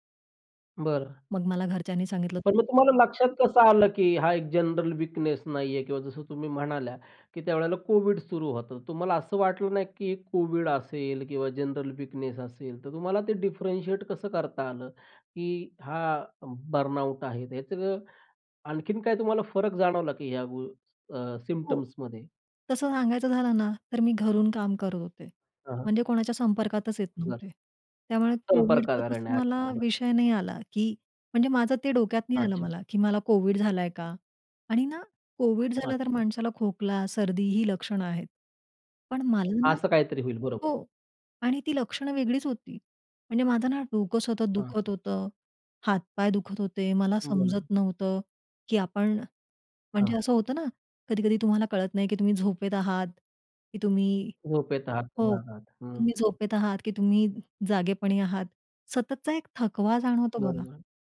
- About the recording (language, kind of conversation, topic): Marathi, podcast, मानसिक थकवा
- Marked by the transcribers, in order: in English: "वीकनेस"; in English: "वीकनेस"; in English: "डिफ्रेंटशिएट"; in English: "बर्नआउट"; other background noise